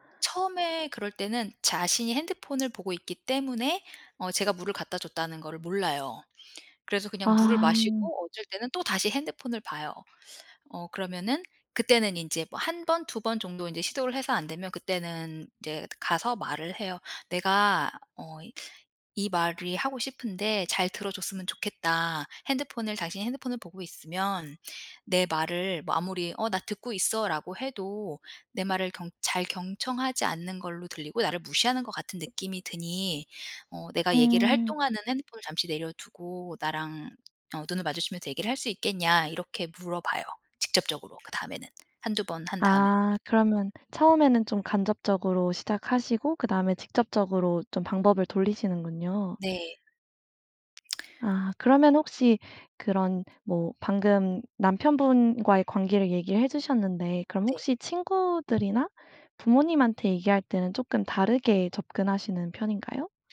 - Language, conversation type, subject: Korean, podcast, 대화 중에 상대가 휴대폰을 볼 때 어떻게 말하면 좋을까요?
- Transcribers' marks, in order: other background noise; lip smack